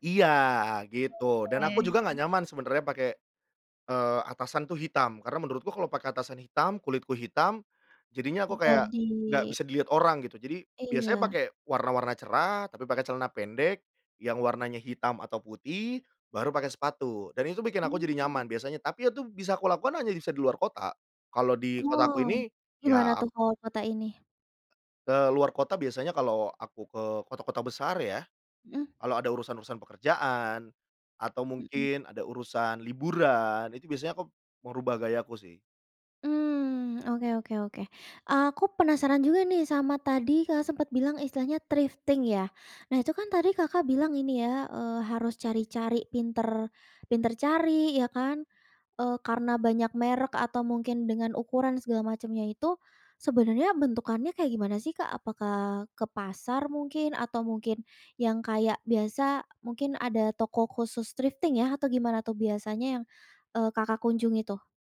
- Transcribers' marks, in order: other background noise; in English: "thrifting"; in English: "thrifting"
- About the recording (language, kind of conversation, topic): Indonesian, podcast, Bagaimana kamu tetap tampil gaya sambil tetap hemat anggaran?